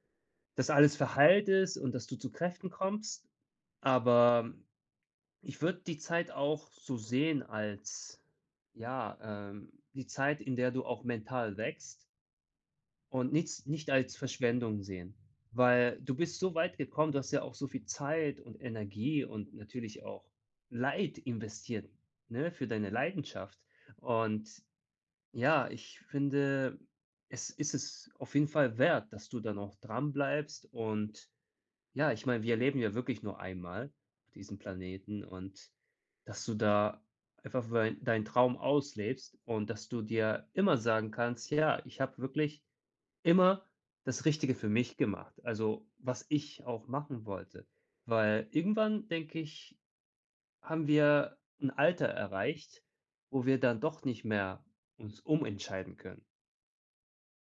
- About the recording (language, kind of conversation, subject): German, advice, Wie kann ich die Angst vor Zeitverschwendung überwinden und ohne Schuldgefühle entspannen?
- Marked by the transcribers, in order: none